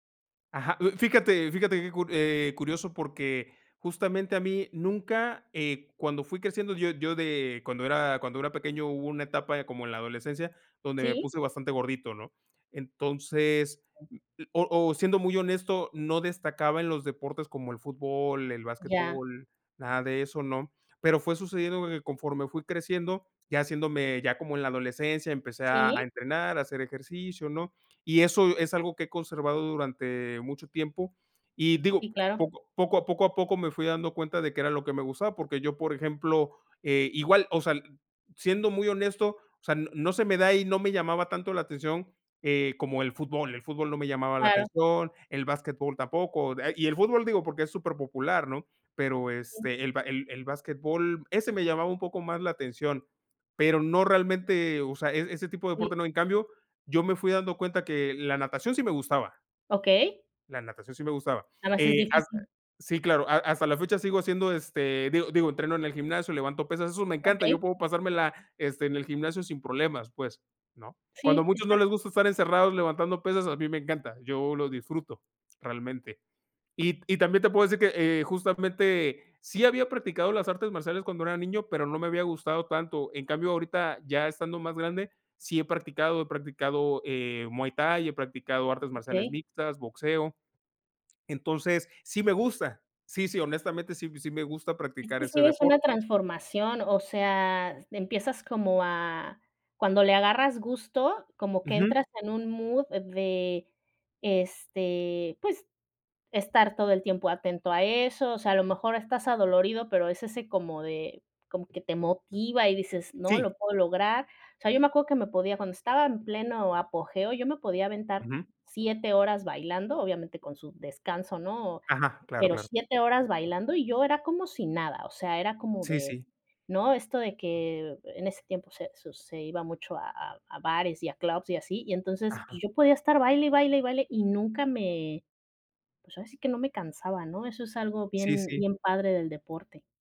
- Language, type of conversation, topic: Spanish, unstructured, ¿Qué recomendarías a alguien que quiere empezar a hacer ejercicio?
- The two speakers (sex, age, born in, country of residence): female, 40-44, Mexico, Mexico; male, 40-44, Mexico, Mexico
- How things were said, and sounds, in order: other background noise; in English: "mood"